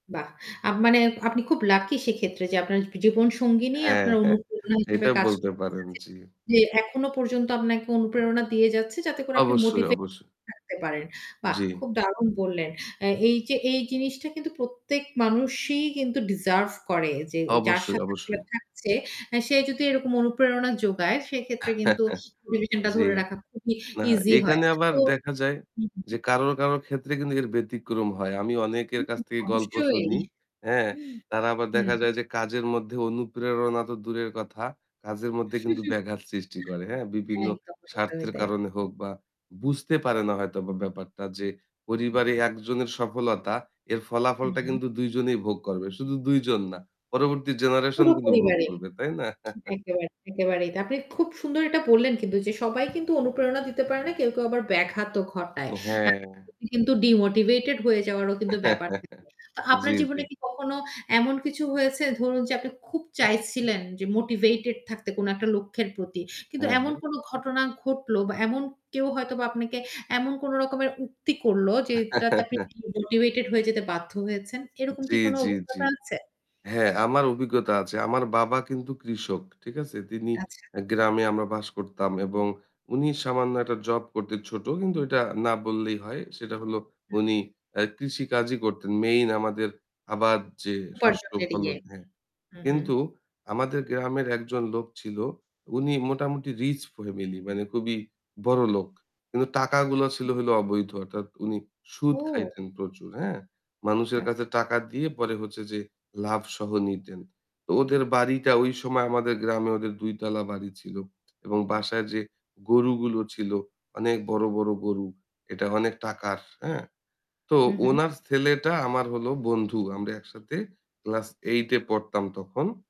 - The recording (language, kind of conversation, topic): Bengali, podcast, আপনি নিজেকে কীভাবে অনুপ্রাণিত রাখেন?
- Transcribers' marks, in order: static; laughing while speaking: "হ্যাঁ, হ্যাঁ"; distorted speech; other background noise; chuckle; chuckle; "পরিবারে" said as "পরিবারি"; unintelligible speech; chuckle; unintelligible speech; chuckle; chuckle; "ফ্যামিলি" said as "ফমিলি"; "কিন্তু" said as "কিনু"; tapping